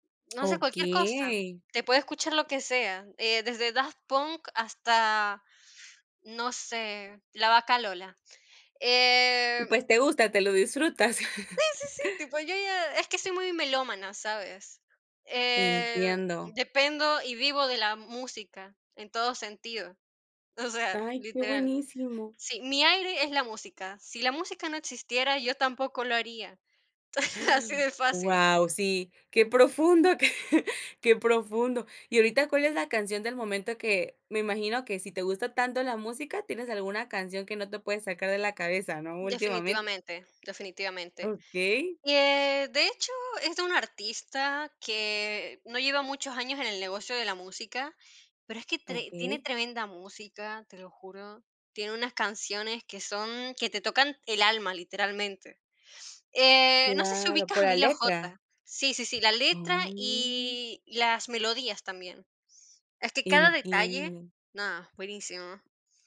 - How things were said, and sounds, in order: tapping; drawn out: "Okey"; laugh; laughing while speaking: "así de fácil"; laughing while speaking: "profundo"
- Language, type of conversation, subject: Spanish, podcast, ¿Cómo sueles descubrir música que te gusta hoy en día?
- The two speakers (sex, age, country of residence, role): female, 20-24, United States, host; female, 50-54, Portugal, guest